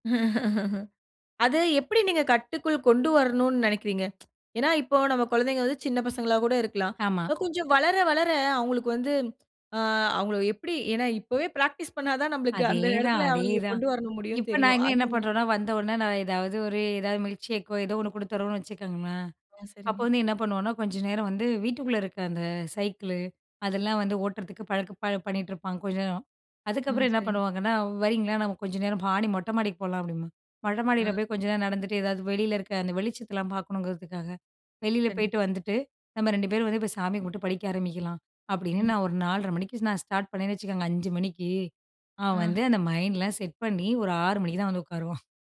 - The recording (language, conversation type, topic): Tamil, podcast, குழந்தைகள் படிப்பதற்கான நேரத்தை நீங்கள் எப்படித் திட்டமிட்டு ஒழுங்குபடுத்துகிறீர்கள்?
- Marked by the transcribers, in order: laugh; tsk; in English: "மில்க்ஷேக்"